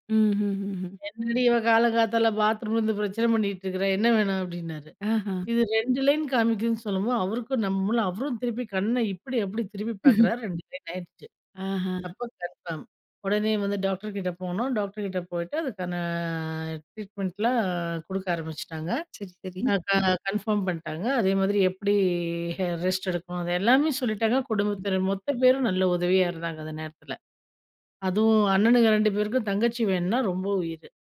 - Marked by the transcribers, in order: other background noise; "சொல்லும்போது" said as "சொல்லும்போ"; chuckle; drawn out: "அதுக்கான"; drawn out: "எப்படி"; other noise
- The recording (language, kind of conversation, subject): Tamil, podcast, உங்கள் வாழ்க்கை பற்றி பிறருக்கு சொல்லும் போது நீங்கள் எந்த கதை சொல்கிறீர்கள்?